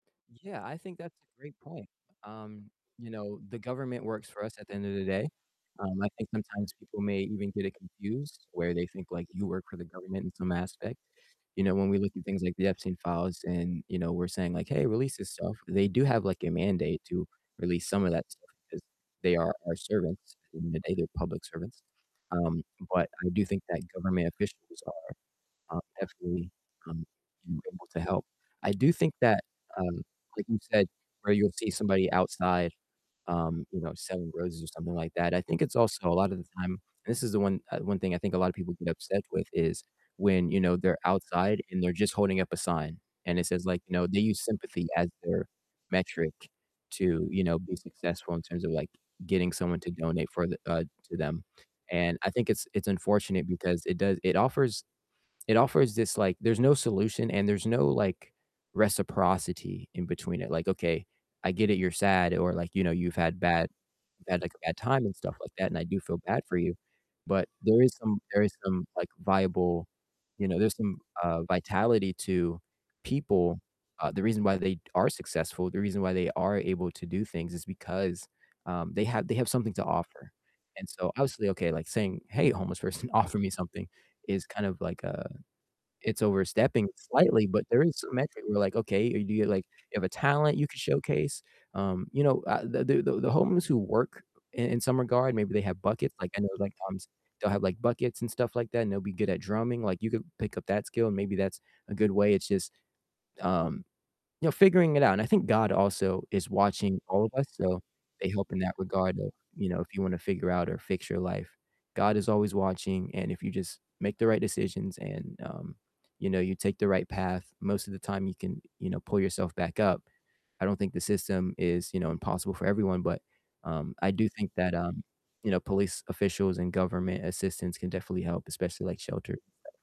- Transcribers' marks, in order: static; distorted speech; other background noise; laughing while speaking: "person"
- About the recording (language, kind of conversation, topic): English, unstructured, How can people help solve homelessness in their area?